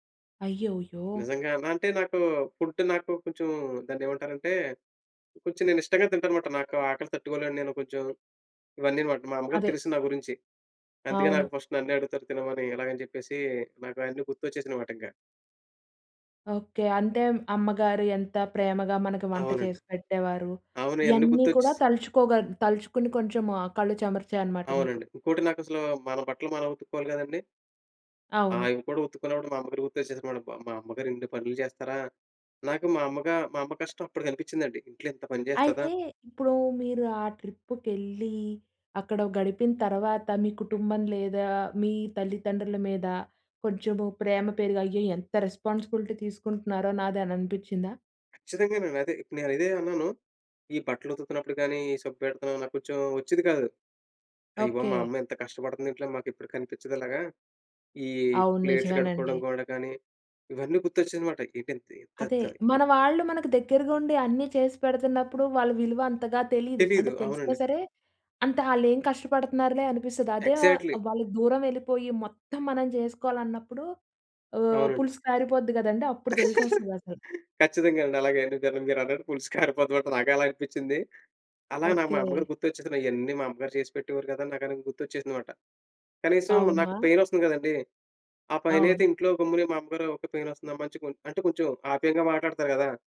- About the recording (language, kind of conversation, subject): Telugu, podcast, మీ మొట్టమొదటి పెద్ద ప్రయాణం మీ జీవితాన్ని ఎలా మార్చింది?
- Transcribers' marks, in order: in English: "ఫస్ట్"; in English: "ట్రిప్పుకెళ్ళీ"; in English: "రెస్పాన్సిబిలిటీ"; other background noise; in English: "ఎగ్జాక్ట్‌లీ"; stressed: "మొత్తం"; laughing while speaking: "ఖచ్చితంగా అండి. అలాగే అండి. దెబ్బకి … నాకు అలాగే అనిపించింది"; in English: "పెయిన్"; in English: "పెయిన్"